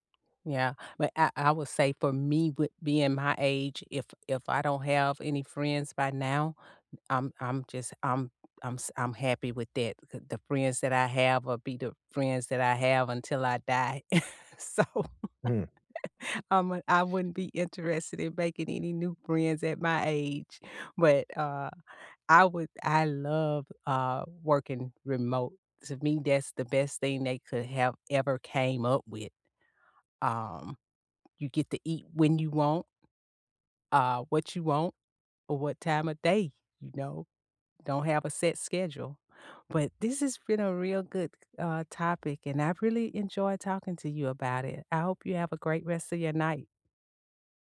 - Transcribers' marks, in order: chuckle; laughing while speaking: "So"; laugh; other background noise
- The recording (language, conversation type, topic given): English, unstructured, What do you think about remote work becoming so common?
- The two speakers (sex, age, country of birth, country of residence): female, 55-59, United States, United States; male, 20-24, United States, United States